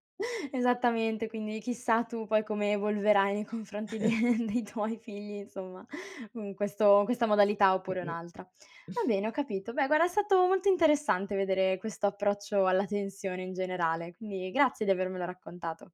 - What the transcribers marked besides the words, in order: chuckle; chuckle; laughing while speaking: "dei tuoi figli"; inhale
- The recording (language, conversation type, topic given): Italian, podcast, Quali rituali familiari possono favorire la riconciliazione?